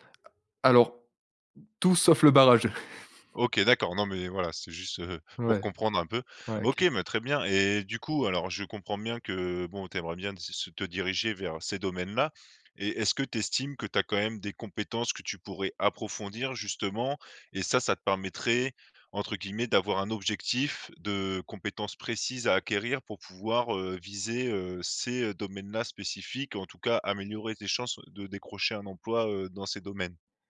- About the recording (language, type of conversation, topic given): French, advice, Difficulté à créer une routine matinale stable
- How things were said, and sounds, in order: stressed: "tout"; laughing while speaking: "jeux"; chuckle